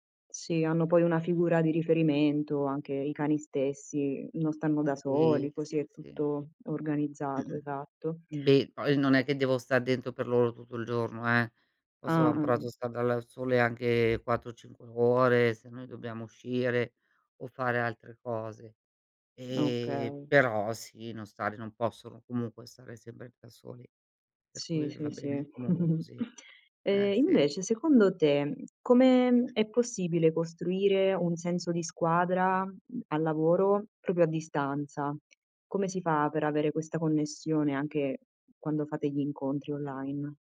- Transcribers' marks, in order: other background noise; chuckle; "proprio" said as "propio"
- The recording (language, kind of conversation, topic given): Italian, podcast, Qual è la tua esperienza con lo smart working, tra pro e contro?